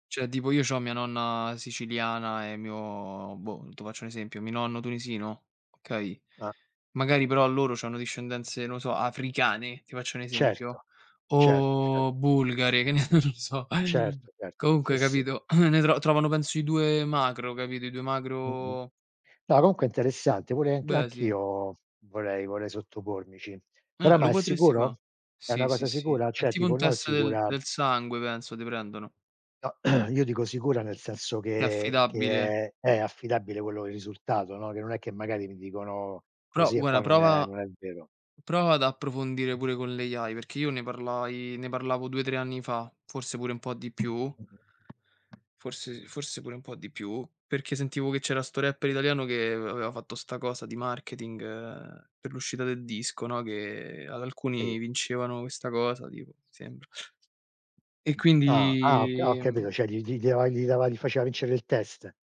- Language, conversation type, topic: Italian, unstructured, Perché pensi che nella società ci siano ancora tante discriminazioni?
- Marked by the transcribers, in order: "Cioè" said as "ceh"; "tipo" said as "dipo"; laughing while speaking: "che ne so"; throat clearing; tapping; "Cioè" said as "ceh"; "penso" said as "benso"; throat clearing; "dicono" said as "digono"; "guarda" said as "guara"; in English: "AI"; other background noise; "cioè" said as "ceh"